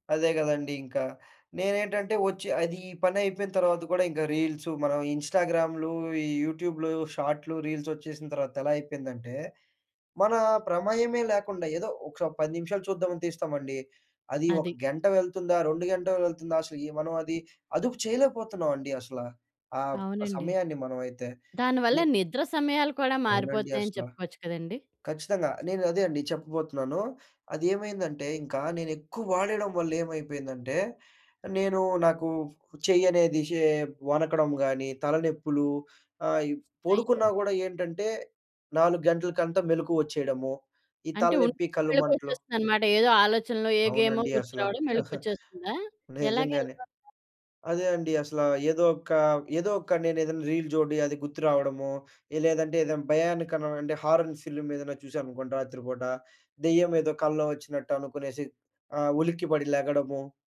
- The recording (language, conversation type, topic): Telugu, podcast, మీ ఇంట్లో తెర ముందు గడిపే సమయానికి సంబంధించిన నియమాలు ఎలా ఉన్నాయి?
- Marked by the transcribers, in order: chuckle; in English: "రీల్"